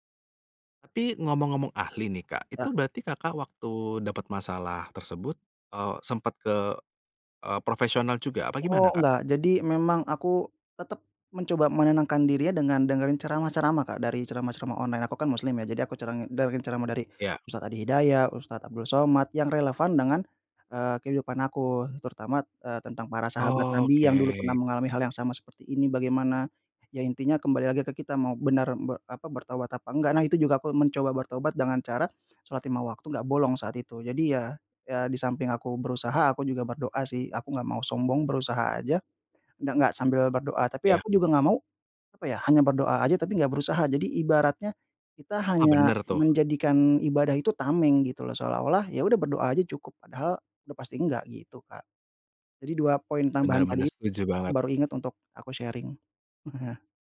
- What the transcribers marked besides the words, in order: tapping; in English: "sharing"; chuckle
- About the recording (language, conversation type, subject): Indonesian, podcast, Bagaimana kamu belajar memaafkan diri sendiri setelah membuat kesalahan besar?